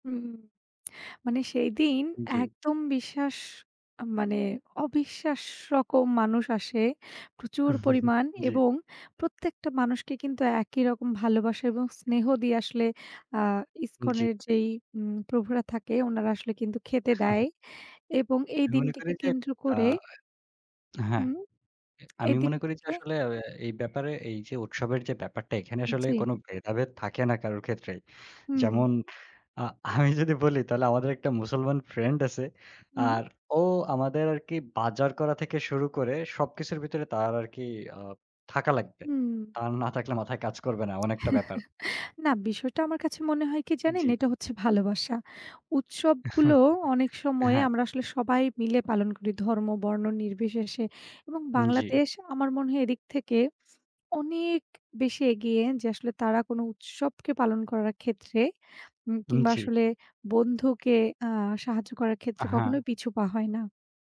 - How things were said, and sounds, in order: other background noise; chuckle; chuckle; laughing while speaking: "আমি যদি বলি"; tapping; chuckle; chuckle
- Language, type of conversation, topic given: Bengali, unstructured, তোমার প্রিয় উৎসবের খাবার কোনটি, আর সেটি তোমার কাছে কেন বিশেষ?